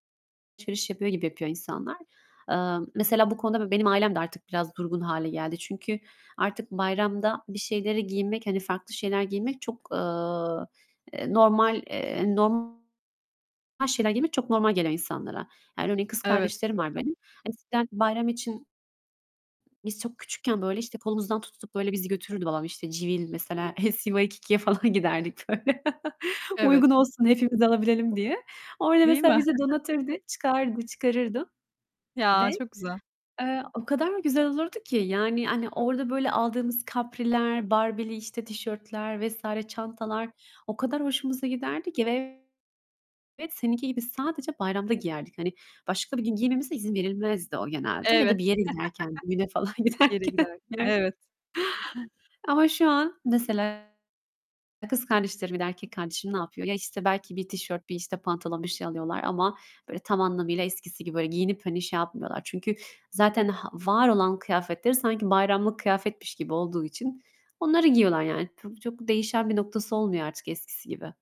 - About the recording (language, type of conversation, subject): Turkish, unstructured, Bir bayramda en çok hangi anıları hatırlamak sizi mutlu eder?
- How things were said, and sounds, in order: other background noise; distorted speech; tapping; laughing while speaking: "falan giderdik, böyle"; chuckle; chuckle; other noise; chuckle; laughing while speaking: "falan giderken"; chuckle; chuckle